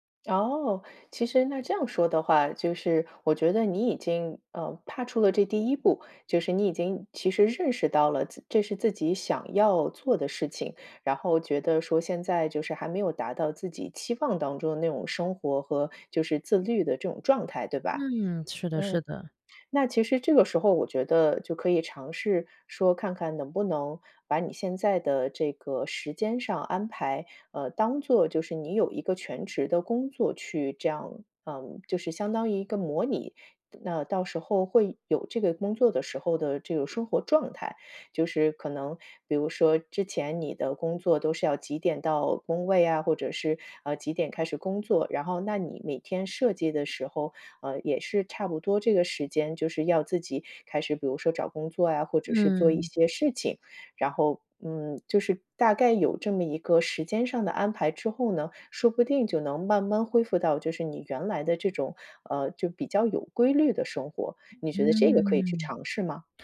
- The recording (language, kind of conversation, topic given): Chinese, advice, 中断一段时间后开始自我怀疑，怎样才能重新找回持续的动力和自律？
- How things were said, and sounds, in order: other background noise